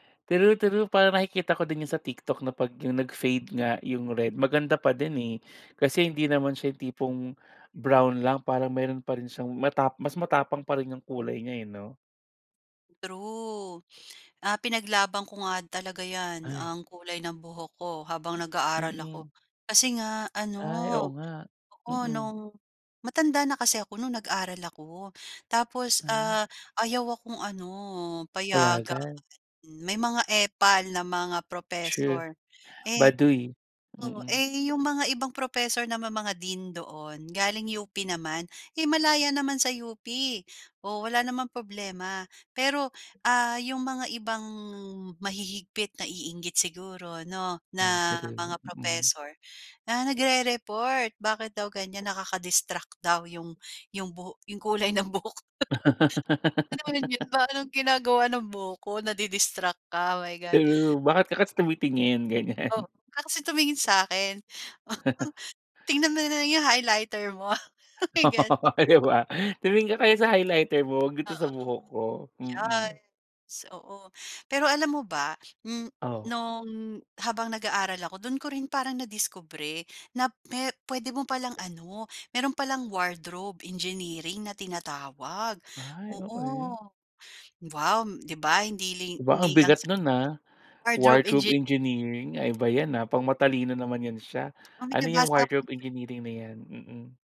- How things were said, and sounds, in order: other background noise; in English: "nakaka-distract"; laughing while speaking: "kulay ng buhok"; chuckle; laugh; in English: "nadi-distract"; laugh; chuckle; in English: "highlighter"; chuckle; in English: "oh, my god!"; laughing while speaking: "O, 'di ba?"; in English: "highlighter"; in English: "wardrobe engineering"; in English: "wardrobe"; in English: "wardrobe engineering"; in English: "wardrobe engineering"
- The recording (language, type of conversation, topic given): Filipino, podcast, Paano mo ginagamit ang kulay para ipakita ang sarili mo?